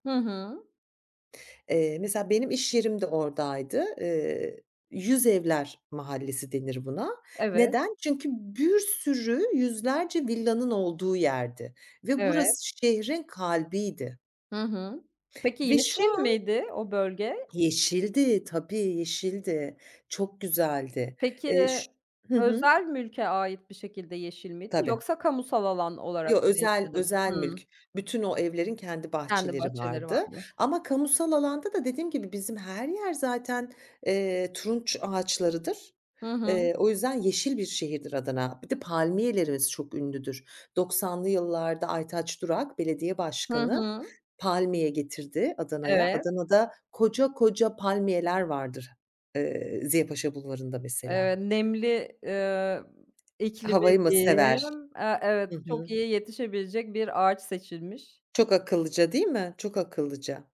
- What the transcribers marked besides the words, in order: tapping; other background noise
- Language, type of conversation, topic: Turkish, podcast, Şehirlerde yeşil alanları artırmak için neler yapılabilir?